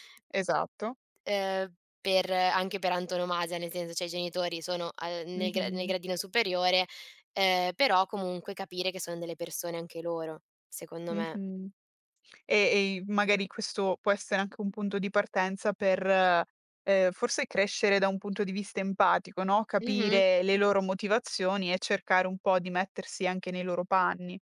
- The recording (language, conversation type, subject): Italian, podcast, Come si costruisce la fiducia tra i membri della famiglia?
- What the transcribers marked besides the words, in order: "cioè" said as "ceh"; tapping